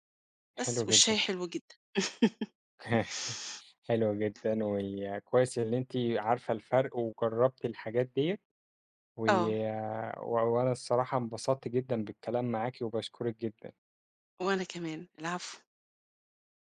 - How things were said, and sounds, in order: laugh; chuckle; tapping
- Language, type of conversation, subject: Arabic, podcast, قهوة ولا شاي الصبح؟ إيه السبب؟